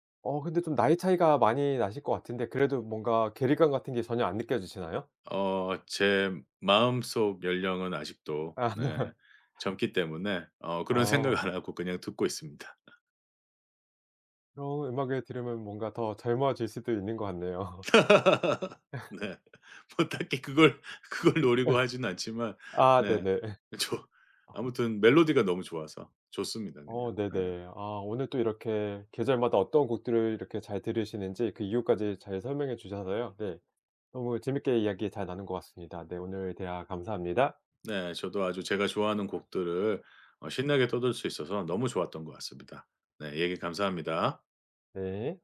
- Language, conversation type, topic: Korean, podcast, 계절마다 떠오르는 노래가 있으신가요?
- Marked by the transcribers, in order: other background noise; tapping; laughing while speaking: "아"; laugh; laughing while speaking: "생각 안 하고"; laughing while speaking: "같네요"; laugh; laughing while speaking: "뭐 딱히 그걸"; laugh; laughing while speaking: "그쵸"; laugh